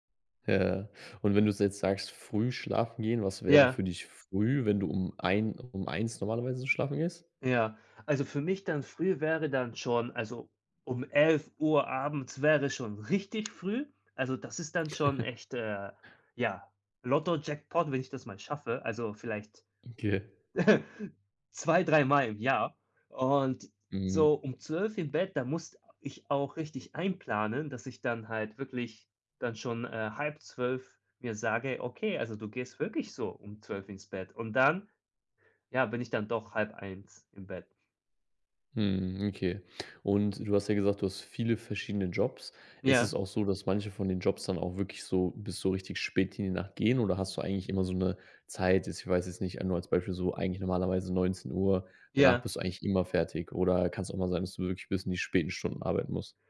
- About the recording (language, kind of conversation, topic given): German, advice, Warum gehst du abends nicht regelmäßig früher schlafen?
- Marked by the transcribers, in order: other background noise; chuckle; chuckle